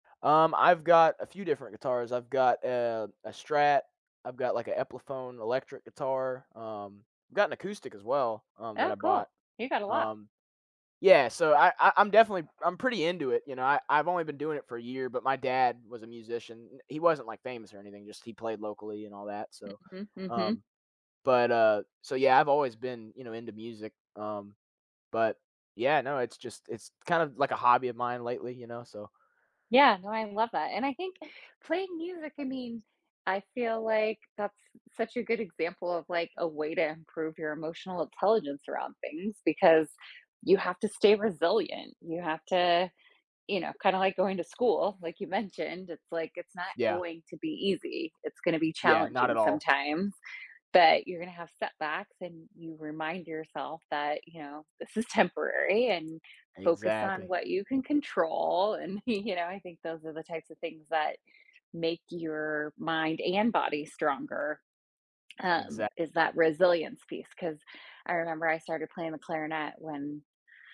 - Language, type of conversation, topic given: English, unstructured, What are some effective ways to develop greater emotional intelligence in everyday life?
- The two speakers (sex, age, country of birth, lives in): female, 45-49, United States, United States; male, 20-24, United States, United States
- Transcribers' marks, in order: other background noise; tapping; laughing while speaking: "y"